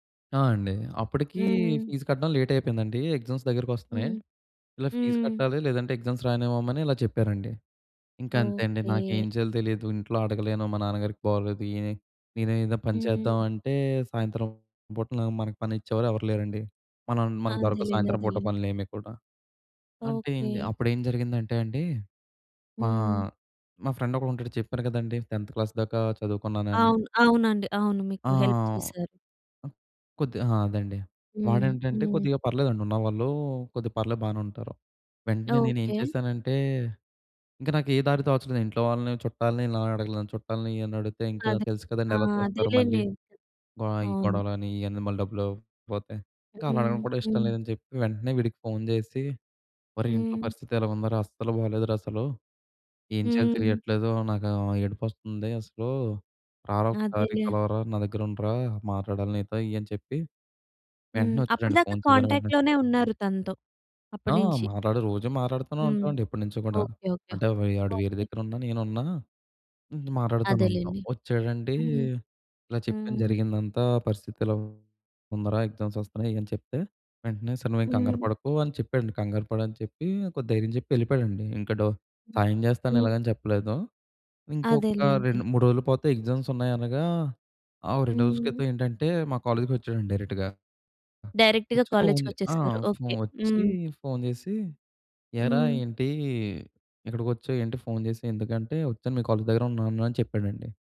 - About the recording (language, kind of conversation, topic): Telugu, podcast, పేదరికం లేదా ఇబ్బందిలో ఉన్నప్పుడు అనుకోని సహాయాన్ని మీరు ఎప్పుడైనా స్వీకరించారా?
- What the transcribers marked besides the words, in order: in English: "లేట్"; in English: "ఎగ్జామ్స్"; in English: "ఎగ్జామ్స్"; in English: "టెన్త్ క్లాస్"; in English: "హెల్ప్"; in English: "కాంటాక్ట్‌లోనే"; in English: "ఎగ్జామ్స్"; other background noise; in English: "ఎగ్జామ్స్"; in English: "డైరెక్ట్‌గా కాలేజ్‌కి"; in English: "డైరెక్ట్‌గా"; in English: "కాలేజ్"